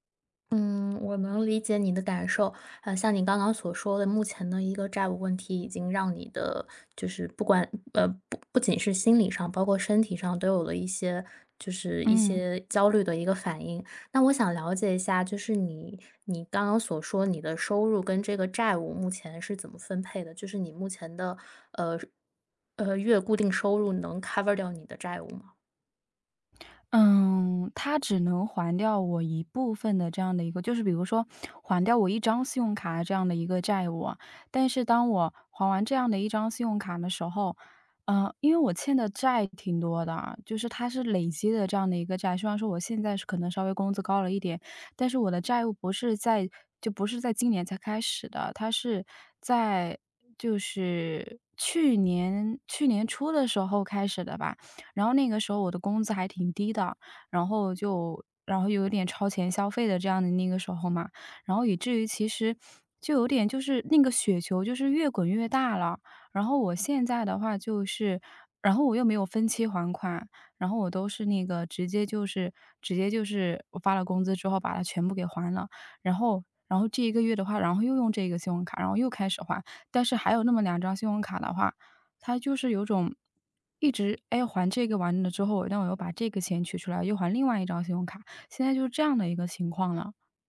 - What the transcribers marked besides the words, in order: other background noise; in English: "cover"
- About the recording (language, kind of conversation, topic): Chinese, advice, 债务还款压力大